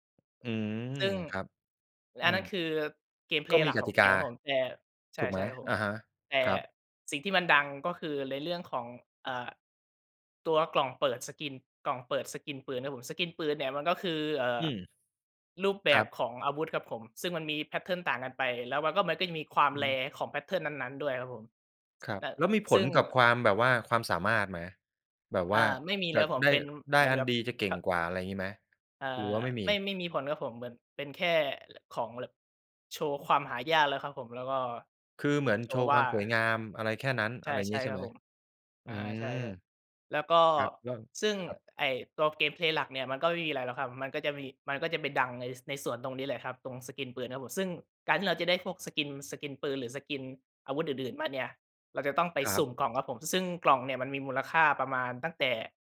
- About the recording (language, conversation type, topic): Thai, podcast, การใช้สื่อสังคมออนไลน์มีผลต่อวิธีสร้างผลงานของคุณไหม?
- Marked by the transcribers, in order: in English: "เกมเพลย์"; in English: "แพตเทิร์น"; in English: "rare"; in English: "แพตเทิร์น"; other background noise; in English: "เกมเพลย์"; tapping